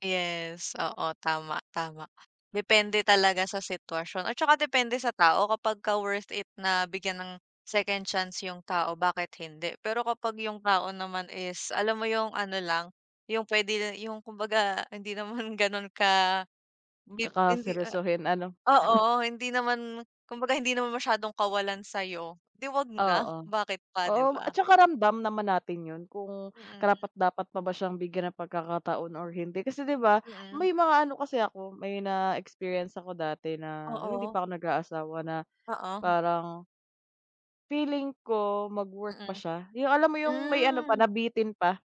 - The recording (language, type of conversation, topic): Filipino, unstructured, Ano ang palagay mo tungkol sa pagbibigay ng pangalawang pagkakataon?
- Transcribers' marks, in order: chuckle